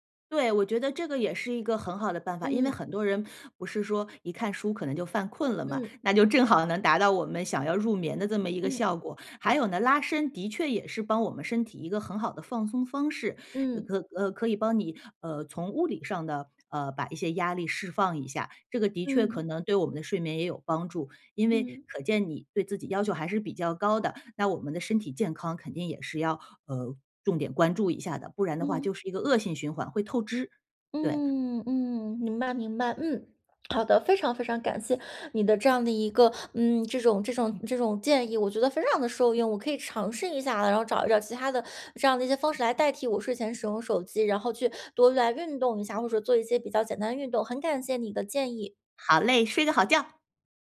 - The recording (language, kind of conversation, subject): Chinese, advice, 睡前如何减少使用手机和其他屏幕的时间？
- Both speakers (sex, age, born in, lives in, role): female, 30-34, China, Ireland, user; female, 40-44, China, United States, advisor
- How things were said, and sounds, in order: joyful: "好嘞，睡个好觉"